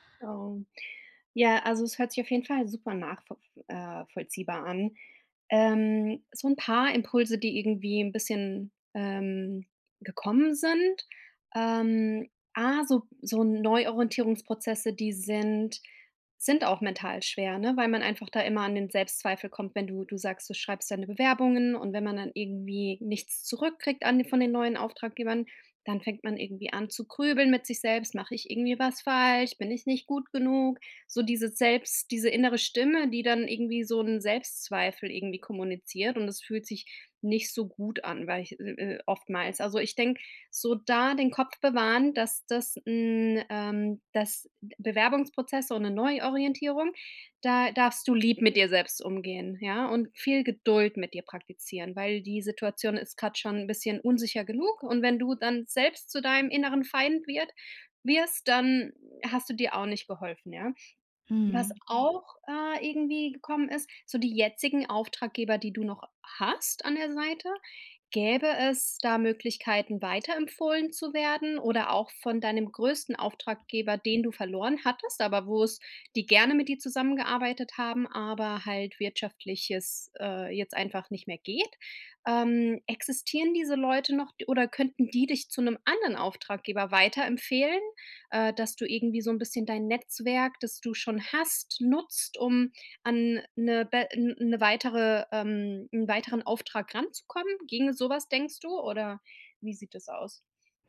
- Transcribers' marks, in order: other background noise; background speech
- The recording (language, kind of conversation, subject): German, advice, Wie kann ich nach einem Rückschlag meine Motivation und meine Routine wiederfinden?
- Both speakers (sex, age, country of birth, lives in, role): female, 35-39, Germany, United States, advisor; female, 35-39, Russia, Germany, user